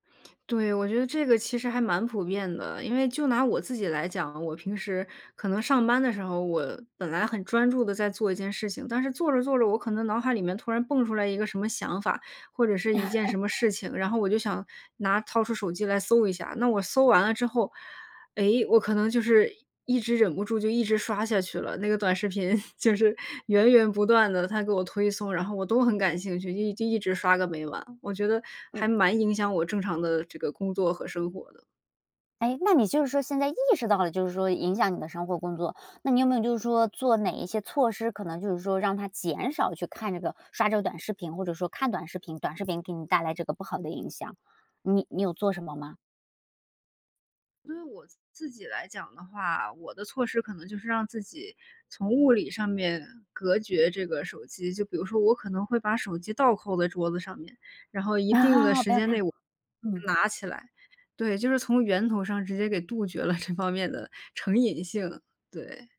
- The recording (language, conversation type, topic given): Chinese, podcast, 短视频是否改变了人们的注意力，你怎么看？
- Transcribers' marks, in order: laugh; laugh; laughing while speaking: "就是源源不断地"; laughing while speaking: "啊"; laughing while speaking: "这方面的成瘾性"